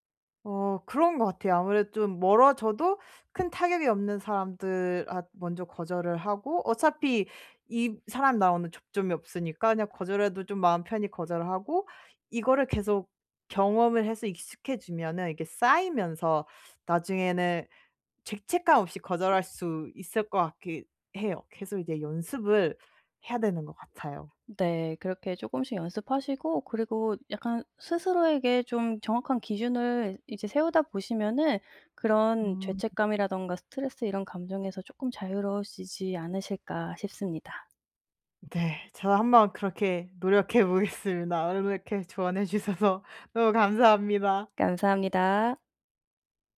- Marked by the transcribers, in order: tapping; other background noise; laughing while speaking: "보겠습니다"; laughing while speaking: "조언해 주셔서"
- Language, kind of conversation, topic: Korean, advice, 어떻게 하면 죄책감 없이 다른 사람의 요청을 자연스럽게 거절할 수 있을까요?